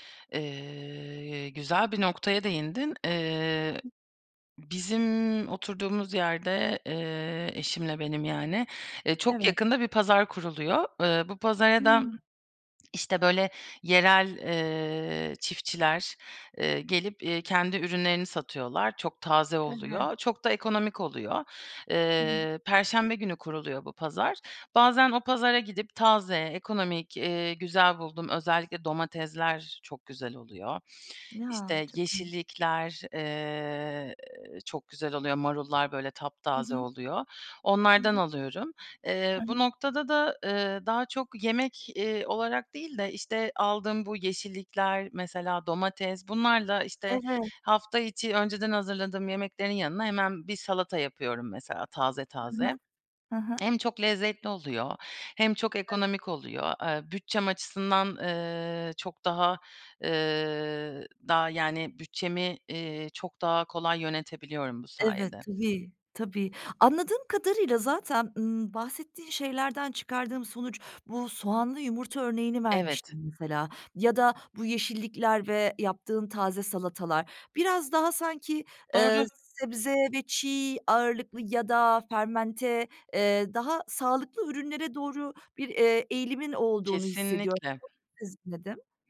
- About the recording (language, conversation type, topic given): Turkish, podcast, Haftalık yemek planını nasıl hazırlıyorsun?
- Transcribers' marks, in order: unintelligible speech; lip smack; other background noise; tsk; tapping; unintelligible speech